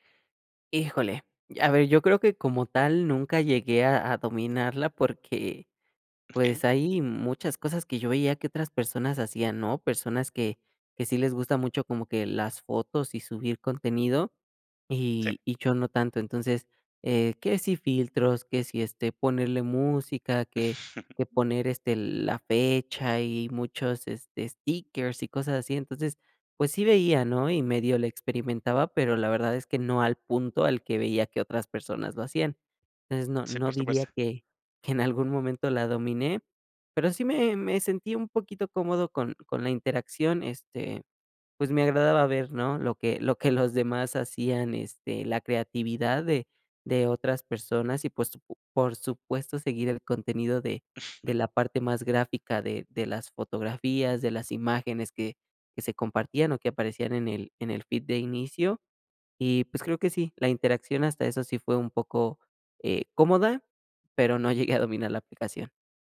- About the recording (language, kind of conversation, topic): Spanish, podcast, ¿Qué te frena al usar nuevas herramientas digitales?
- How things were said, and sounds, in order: laugh; chuckle